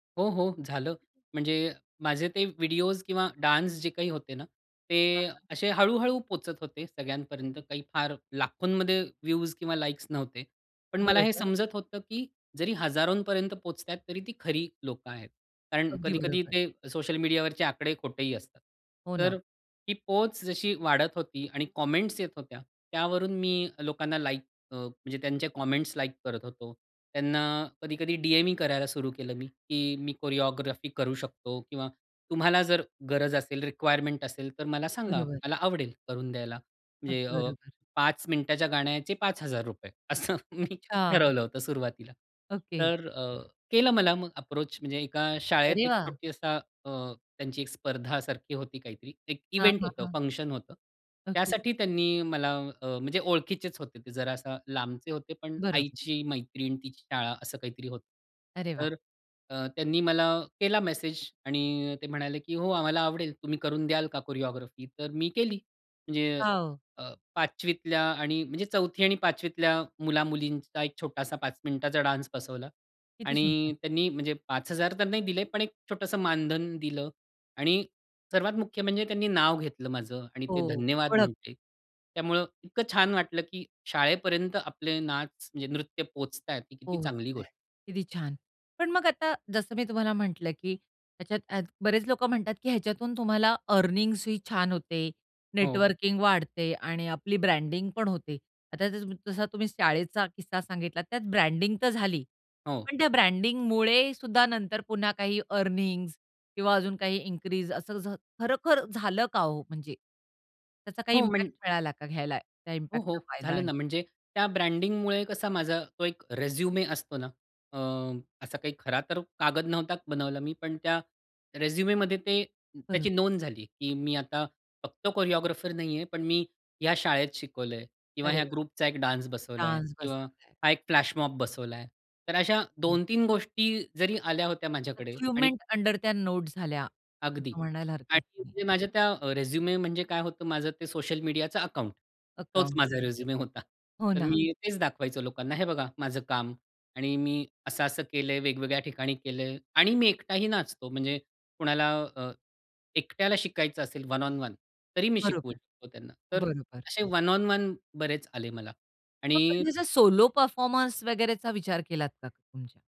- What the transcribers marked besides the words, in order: tapping; in English: "डान्स"; in English: "कॉमेंट्स"; in English: "कॉमेंट्स"; in English: "कोरिओग्राफी"; in English: "रिक्वायरमेंट"; laughing while speaking: "असं मी"; in English: "अप्रोच"; in English: "इव्हेंट"; in English: "फंक्शन"; in English: "कोरिओग्राफी"; in English: "डान्स"; in English: "अर्निन्ग्स"; in English: "अर्निन्ग्स"; in English: "इन्क्रीज"; in English: "इम्पॅक्ट"; in English: "इम्पॅक्टचा"; in English: "रेझ्युमे"; in English: "रेझ्युमेमध्ये"; in English: "कोरिओग्राफर"; in English: "ग्रुपचा"; in English: "डान्स"; in English: "डान्स"; in English: "फ्लॅशमॉब"; in English: "अचिव्हमेंट अंडर"; in English: "रेझ्युमे"; other background noise; in English: "रेझ्युमे"; in English: "वन ओन वन"; in English: "वन ओन वन"; in English: "सोलो परफॉर्मन्स"
- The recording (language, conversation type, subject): Marathi, podcast, सोशल मीडियामुळे यशाबद्दल तुमची कल्पना बदलली का?